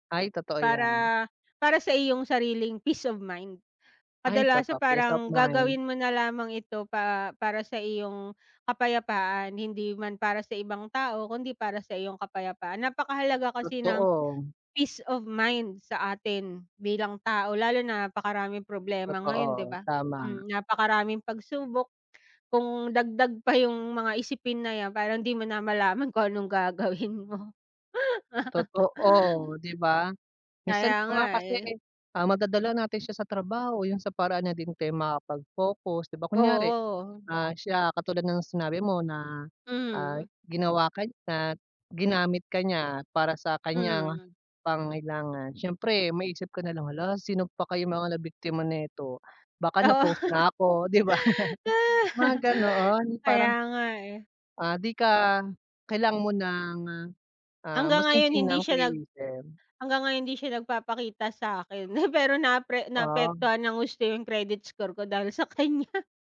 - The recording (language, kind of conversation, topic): Filipino, unstructured, Paano ka natutong magpatawad sa kapwa mo?
- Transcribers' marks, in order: in English: "peace of mind"; in English: "Peace of mind"; in English: "peace of mind"; laughing while speaking: "gagawin mo"; laugh; laughing while speaking: "Oo"; laugh; in English: "credit score"